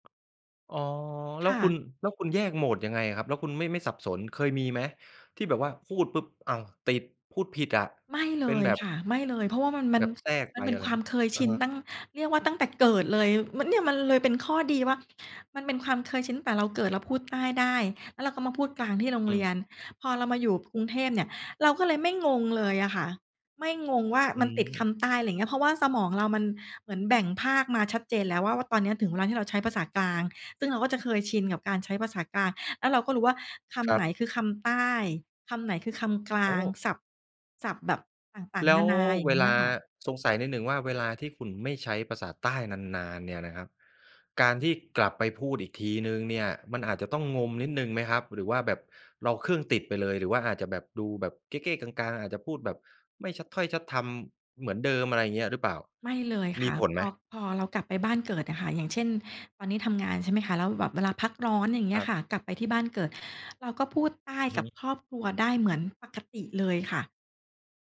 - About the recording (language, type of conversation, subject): Thai, podcast, ภาษาในบ้านส่งผลต่อความเป็นตัวตนของคุณอย่างไรบ้าง?
- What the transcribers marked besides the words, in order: none